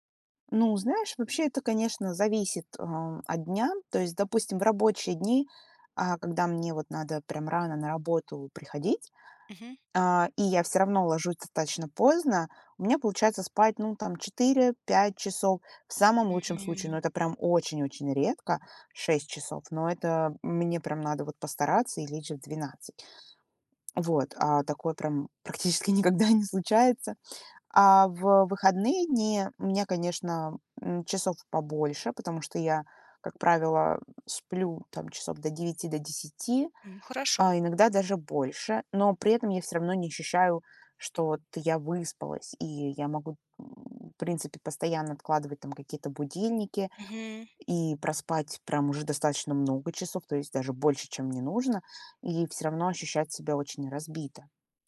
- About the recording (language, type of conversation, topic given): Russian, advice, Почему у меня нерегулярный сон: я ложусь в разное время и мало сплю?
- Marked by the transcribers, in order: laughing while speaking: "практически"